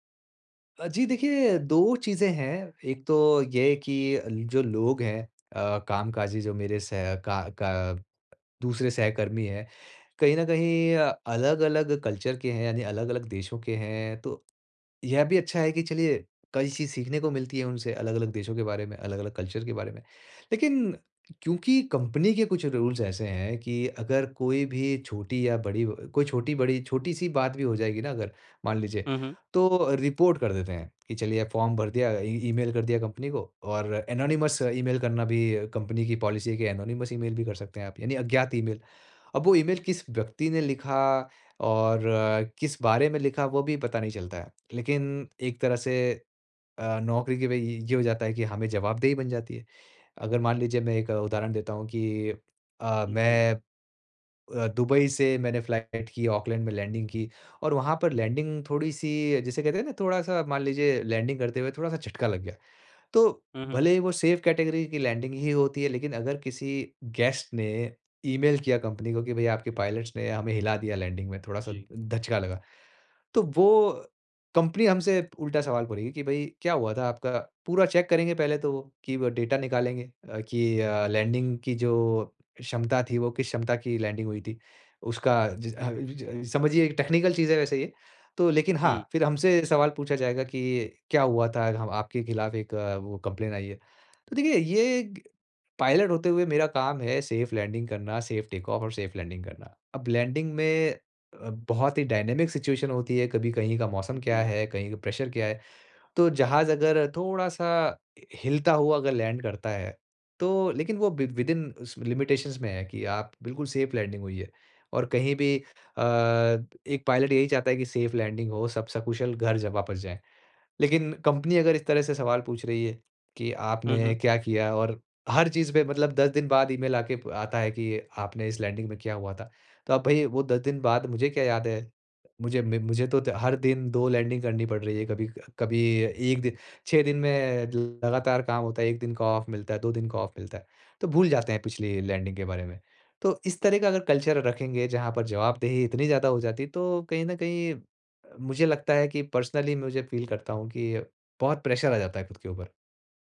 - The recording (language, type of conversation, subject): Hindi, advice, नई नौकरी और अलग कामकाजी वातावरण में ढलने का आपका अनुभव कैसा रहा है?
- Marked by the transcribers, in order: tapping; in English: "कल्चर"; in English: "कल्चर"; in English: "रूल्स"; in English: "रिपोर्ट"; in English: "फ़ॉर्म"; in English: "एनोनिमस"; in English: "पॉलिसी"; in English: "एनोनिमस"; in English: "लैंडिंग"; in English: "लैंडिंग"; in English: "लैंडिंग"; in English: "सेफ़ कैटेगरी"; in English: "लैंडिंग"; in English: "गेस्ट"; in English: "पायलट्स"; in English: "लैंडिंग"; in English: "चेक"; in English: "डाटा"; in English: "लैंडिंग"; in English: "लैंडिंग"; in English: "टेक्निकल"; in English: "कंप्लेंट"; in English: "पायलट"; in English: "सेफ़ लैंडिंग"; in English: "सेफ़ टेक ऑफ़"; in English: "सेफ़ लैंडिंग"; in English: "लैंडिंग"; in English: "डायनामिक सिचुएशन"; in English: "प्रेशर"; other street noise; in English: "लैंड"; in English: "विद विद इन"; in English: "लिमिटेशंस"; in English: "सेफ़ लैंडिंग"; in English: "पायलट"; in English: "सेफ़ लैंडिंग"; in English: "लैंडिंग"; in English: "लैंडिंग"; other background noise; in English: "ऑफ़"; in English: "ऑफ़"; in English: "लैंडिंग"; in English: "कल्चर"; in English: "पर्सनली"; in English: "फ़ील"; in English: "प्रेशर"